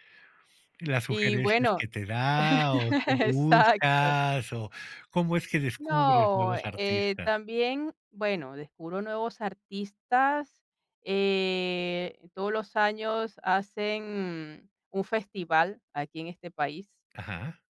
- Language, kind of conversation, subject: Spanish, podcast, Oye, ¿cómo descubriste la música que marcó tu adolescencia?
- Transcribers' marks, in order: chuckle